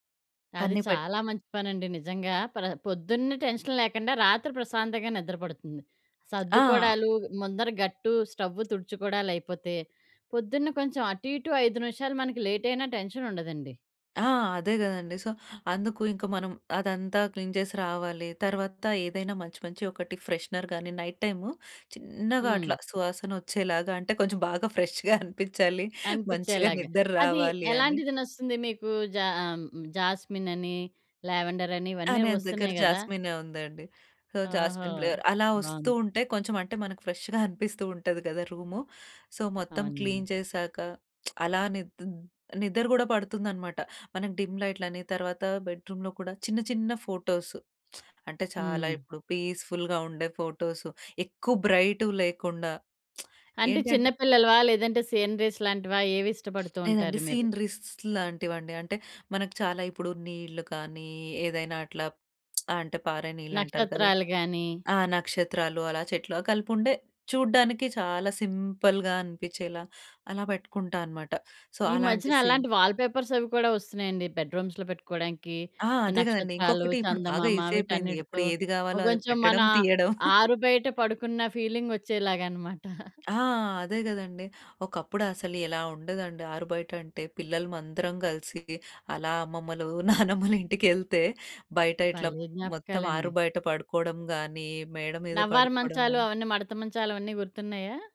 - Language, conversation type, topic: Telugu, podcast, నిద్రకు ముందు గది ఎలా ఉండాలని మీరు కోరుకుంటారు?
- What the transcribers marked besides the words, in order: in English: "టెన్షన్"; tapping; in English: "సో"; in English: "క్లీన్"; in English: "ఫ్రెషనర్"; in English: "నైట్ టైమ్"; in English: "ఫ్రెష్‌గా"; in English: "సో, జాస్మిన్ ఫ్లేవర్"; in English: "ఫ్రెష్‌గా"; in English: "సో"; in English: "క్లీన్"; lip smack; in English: "డిమ్ లైట్‌లని"; in English: "బెడ్ రూమ్‌లో"; in English: "ఫోటోస్"; in English: "పీస్‌ఫుల్‌గా"; in English: "ఫోటోస్"; in English: "బ్రైటువి"; lip smack; in English: "సీనరీస్"; in English: "సీన్‌రీస్"; in English: "సింపుల్‌గా"; in English: "సో"; in English: "వాల్పేపర్స్"; in English: "బెడ్‌రూ‌మ్స్‌లో"; in English: "ఈజీ"; giggle; giggle; chuckle